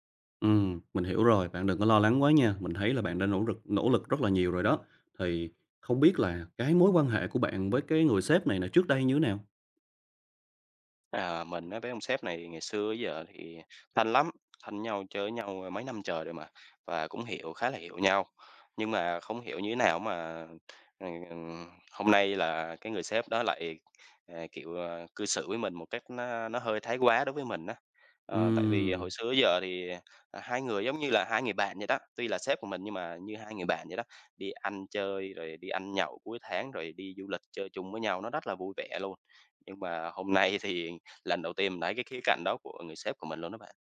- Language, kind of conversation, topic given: Vietnamese, advice, Mình nên làm gì khi bị sếp chỉ trích công việc trước mặt đồng nghiệp khiến mình xấu hổ và bối rối?
- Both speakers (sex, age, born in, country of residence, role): male, 25-29, Vietnam, Vietnam, advisor; male, 25-29, Vietnam, Vietnam, user
- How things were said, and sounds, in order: tapping